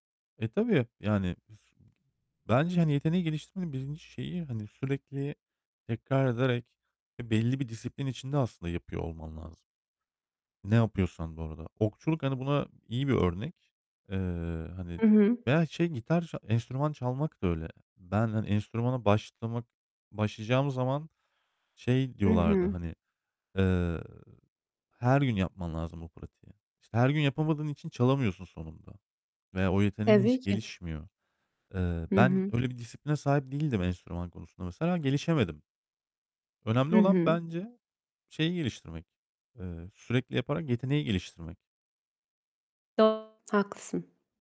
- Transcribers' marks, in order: unintelligible speech; other background noise; tapping; distorted speech
- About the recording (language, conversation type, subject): Turkish, unstructured, Gelecekte hangi yeni yetenekleri öğrenmek istiyorsunuz?